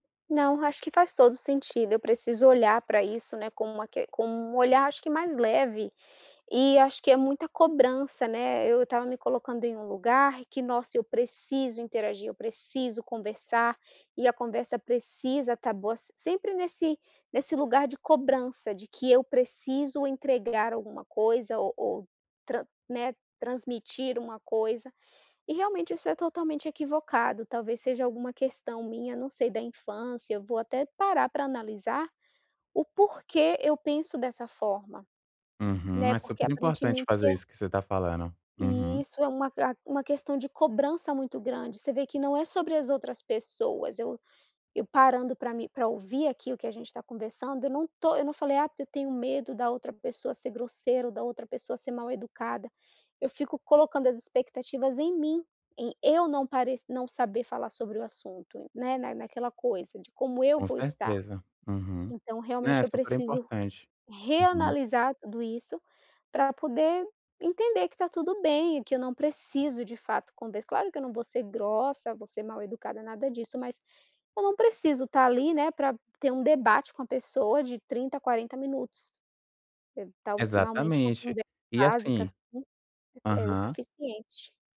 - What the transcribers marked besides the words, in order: none
- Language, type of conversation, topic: Portuguese, advice, Como posso lidar com a ansiedade antes de participar de eventos sociais?
- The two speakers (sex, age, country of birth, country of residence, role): female, 30-34, Brazil, United States, user; male, 25-29, Brazil, France, advisor